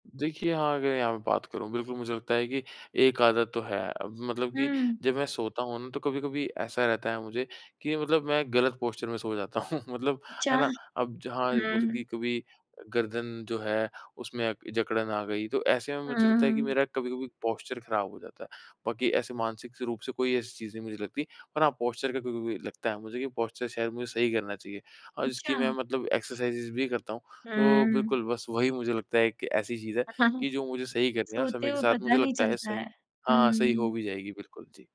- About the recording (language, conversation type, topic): Hindi, podcast, बिस्तर पर जाने से पहले आपकी आदतें क्या होती हैं?
- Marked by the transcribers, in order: in English: "पॉस्चर"; laughing while speaking: "हूँ"; in English: "पॉस्चर"; in English: "पॉस्चर"; in English: "पॉस्चर"; in English: "एक्सरसाइजेज़"